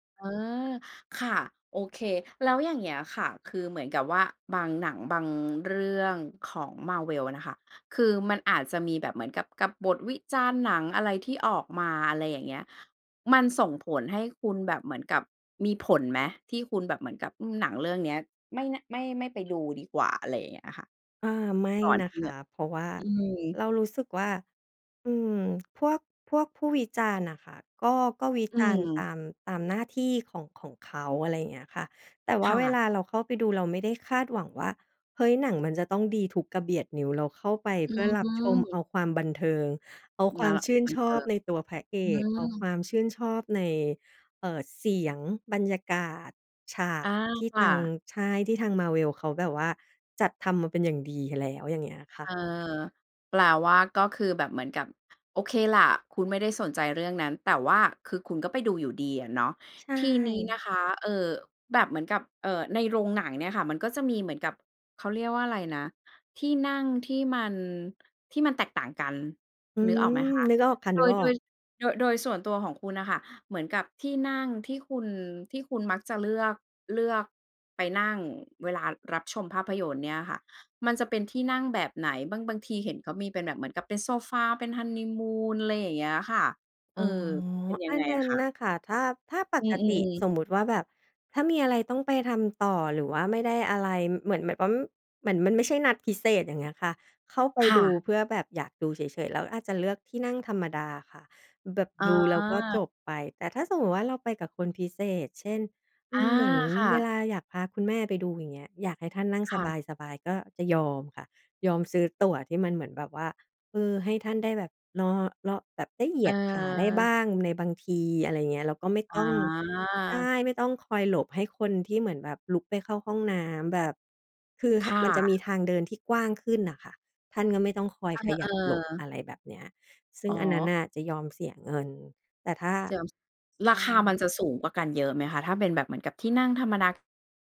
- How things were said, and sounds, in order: other background noise
- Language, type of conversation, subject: Thai, podcast, คุณคิดอย่างไรกับการดูหนังในโรงหนังเทียบกับการดูที่บ้าน?